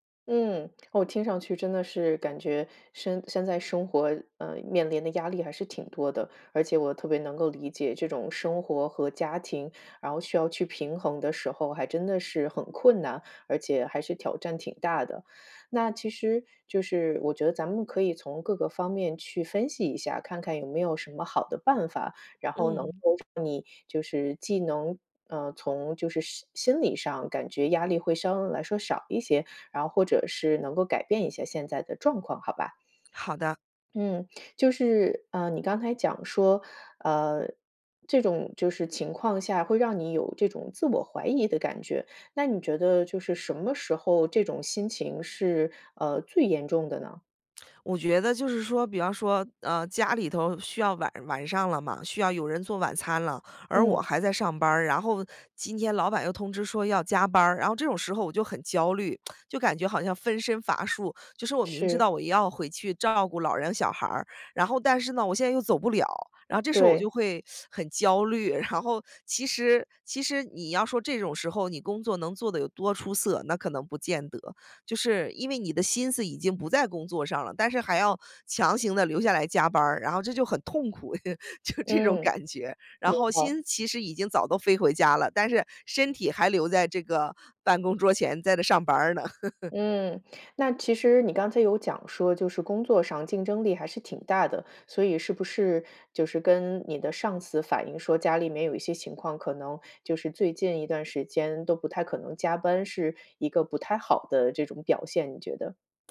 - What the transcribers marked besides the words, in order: lip smack; teeth sucking; laugh; laughing while speaking: "就这种感觉"; laugh
- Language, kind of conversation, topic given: Chinese, advice, 压力下的自我怀疑